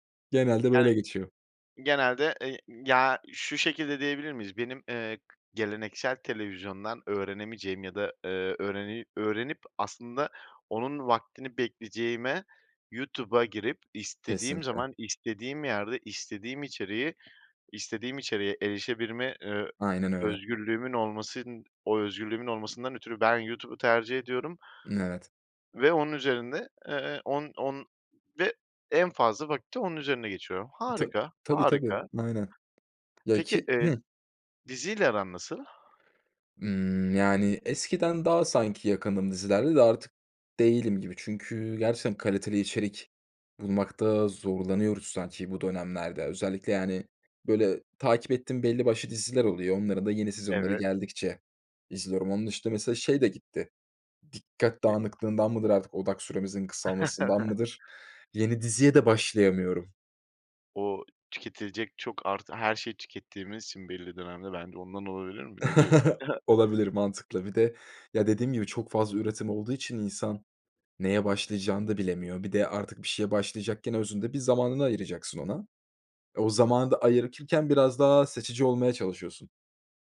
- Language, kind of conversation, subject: Turkish, podcast, Sence geleneksel televizyon kanalları mı yoksa çevrim içi yayın platformları mı daha iyi?
- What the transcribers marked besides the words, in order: other background noise; tapping; chuckle; chuckle; scoff; "ayırırken" said as "ayırırkirken"